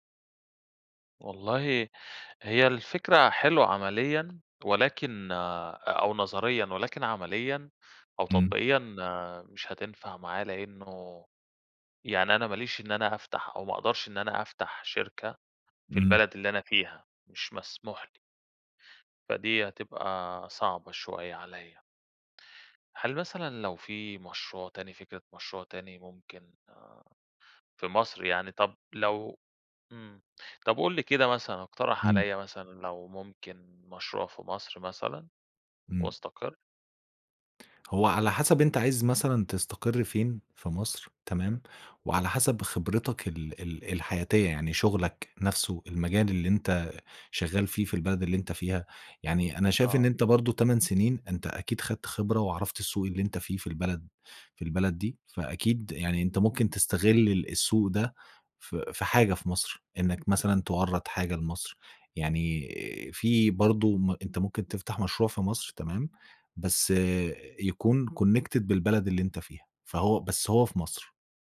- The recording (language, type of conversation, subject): Arabic, advice, إيه اللي أنسب لي: أرجع بلدي ولا أفضل في البلد اللي أنا فيه دلوقتي؟
- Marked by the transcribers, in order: in English: "connected"